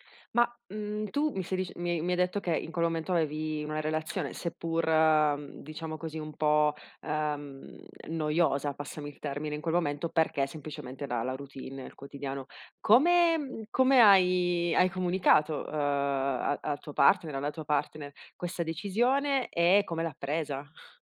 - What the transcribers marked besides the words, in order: none
- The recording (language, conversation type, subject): Italian, podcast, Qual è un viaggio che ti ha cambiato la vita?